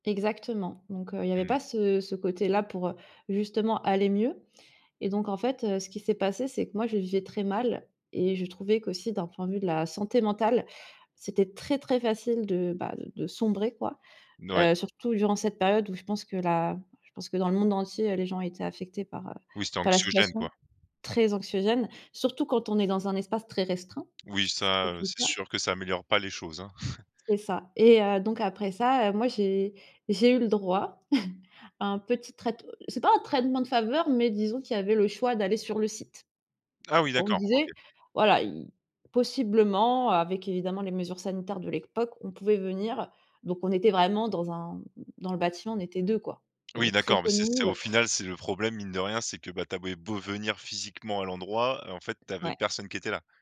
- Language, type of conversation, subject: French, podcast, Comment fais-tu, au quotidien, pour bien séparer le travail et la vie personnelle quand tu travailles à la maison ?
- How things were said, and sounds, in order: chuckle; chuckle